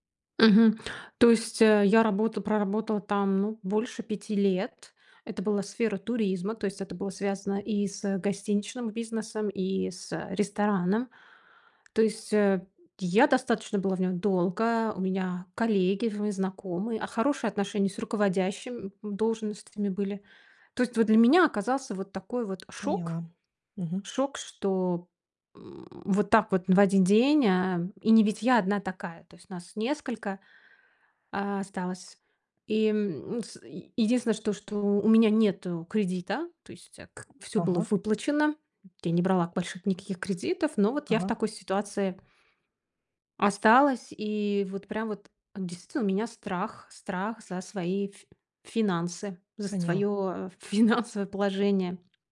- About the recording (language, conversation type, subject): Russian, advice, Как справиться с неожиданной потерей работы и тревогой из-за финансов?
- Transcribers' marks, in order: tapping; laughing while speaking: "финансовое"